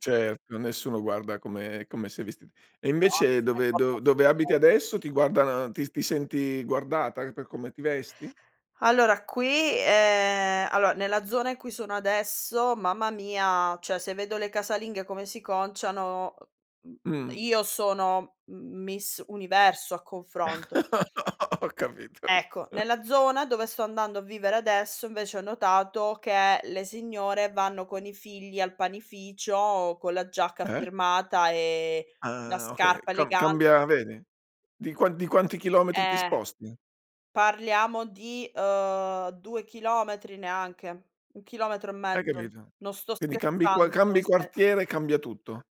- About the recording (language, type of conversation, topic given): Italian, podcast, Come descriveresti oggi il tuo stile personale?
- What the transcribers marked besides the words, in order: chuckle; "cioè" said as "ceh"; laugh; laughing while speaking: "Ho capito"; tapping; chuckle; other background noise